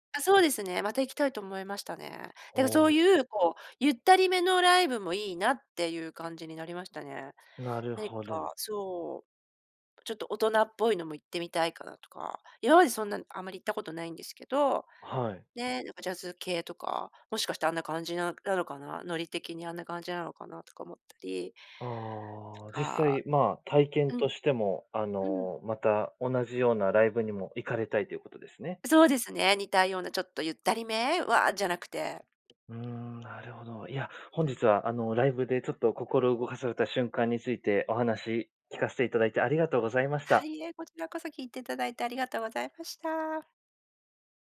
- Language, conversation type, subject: Japanese, podcast, ライブで心を動かされた瞬間はありましたか？
- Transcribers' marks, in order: other background noise